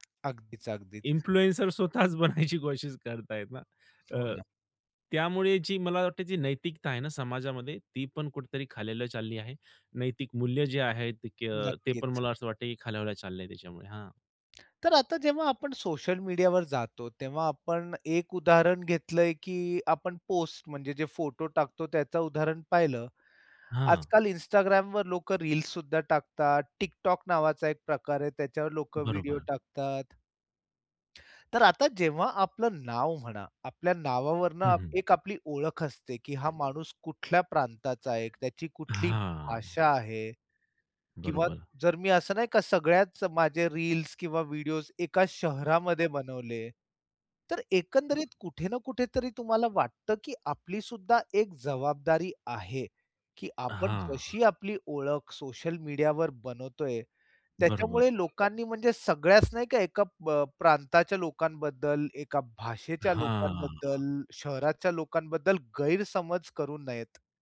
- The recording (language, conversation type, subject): Marathi, podcast, सोशल मीडियावर प्रतिनिधित्व कसे असावे असे तुम्हाला वाटते?
- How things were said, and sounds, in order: tapping; in English: "इन्फ्लुएन्सर"; laughing while speaking: "स्वतःच बनायची कोशिश करतात आहे ना"; other background noise; "खालवल्या" said as "खालायला"; "खालवल्या" said as "खालायला"; drawn out: "हां"